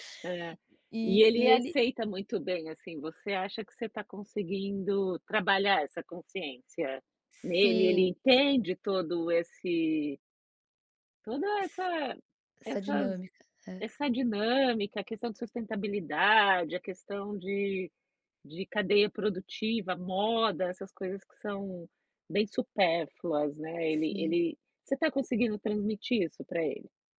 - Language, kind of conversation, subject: Portuguese, advice, Como posso reconciliar o que compro com os meus valores?
- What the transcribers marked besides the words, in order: none